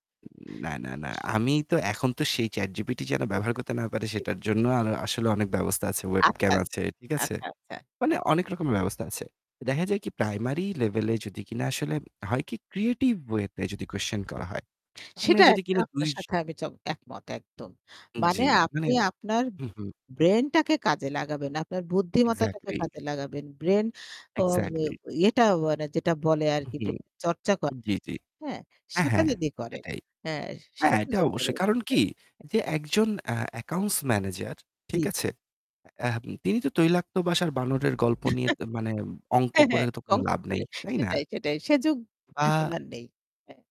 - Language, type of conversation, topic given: Bengali, unstructured, সরকারি আর্থিক দুর্নীতি কেন বন্ধ হচ্ছে না?
- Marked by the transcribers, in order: static; distorted speech; in English: "Webcam"; in English: "Creative way"; other background noise; in English: "accounts manager"; other noise; laughing while speaking: "হ্যাঁ, হ্যাঁ, কঙ্ক করে। সেটাই, সেটাই। সে যুগ এখন আর নেই"; "অঙ্ক" said as "কঙ্ক"